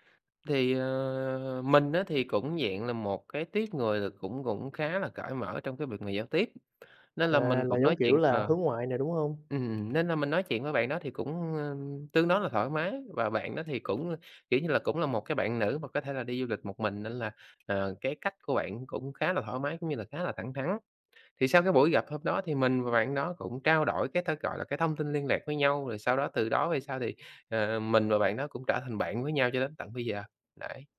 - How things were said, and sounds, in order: tapping; other background noise
- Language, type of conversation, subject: Vietnamese, podcast, Bạn có thể kể về một chuyến đi mà trong đó bạn đã kết bạn với một người lạ không?